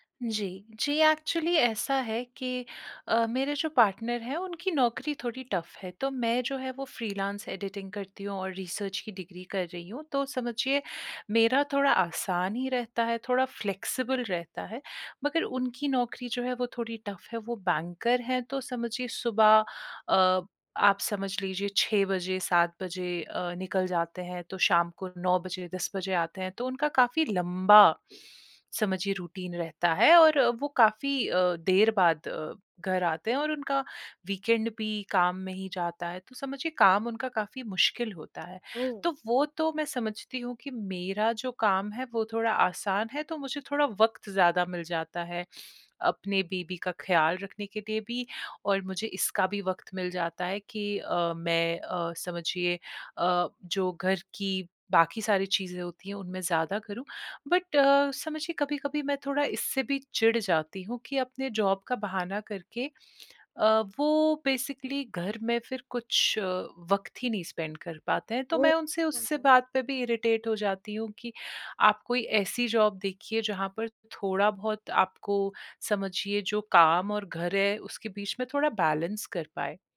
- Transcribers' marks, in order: in English: "एक्चुअली"; in English: "पार्टनर"; in English: "टफ़"; in English: "फ़्रीलांस एडिटिंग"; in English: "रिसर्च"; in English: "फ़्लेक्सिबल"; in English: "टफ़"; in English: "बैंकर"; in English: "रूटीन"; in English: "वीकेंड"; sniff; in English: "बेबी"; in English: "बट"; in English: "जॉब"; sniff; in English: "बेसिकली"; in English: "स्पेंड"; in English: "इरिटेट"; in English: "जॉब"; in English: "बैलेंस"
- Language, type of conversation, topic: Hindi, advice, बच्चे के जन्म के बाद आप नए माता-पिता की जिम्मेदारियों के साथ तालमेल कैसे बिठा रहे हैं?